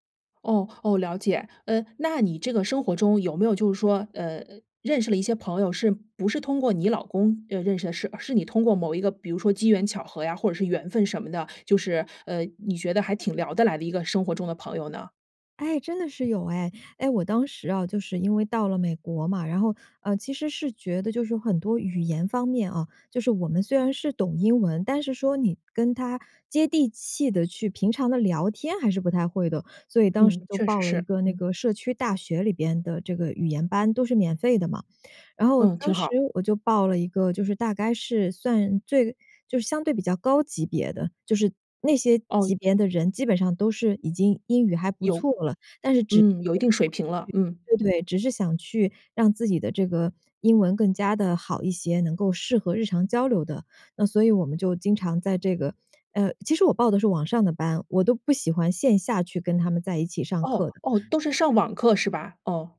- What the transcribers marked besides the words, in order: joyful: "哎，真的是有哎"; other background noise
- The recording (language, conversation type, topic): Chinese, podcast, 换到新城市后，你如何重新结交朋友？